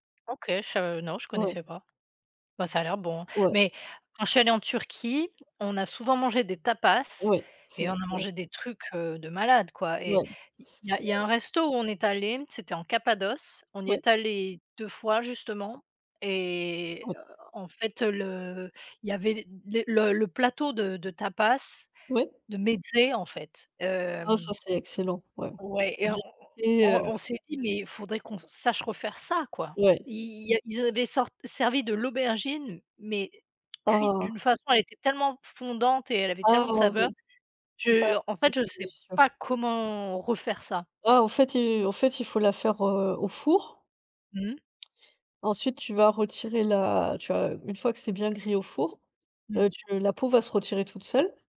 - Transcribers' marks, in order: tapping
- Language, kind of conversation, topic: French, unstructured, Préférez-vous les fruits ou les légumes dans votre alimentation ?